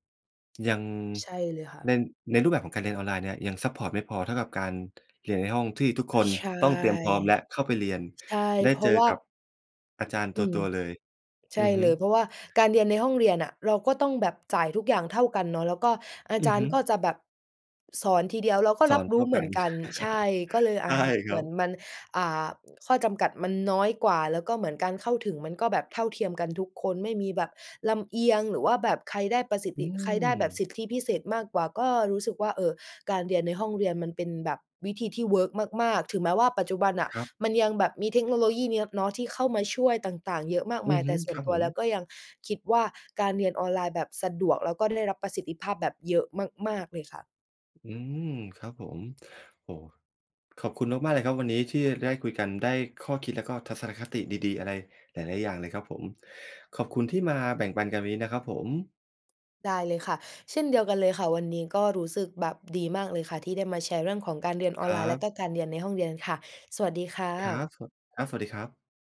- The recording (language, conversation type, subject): Thai, podcast, เรียนออนไลน์กับเรียนในห้องเรียนต่างกันอย่างไรสำหรับคุณ?
- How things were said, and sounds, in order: other background noise; chuckle; laughing while speaking: "ใช่ครับ"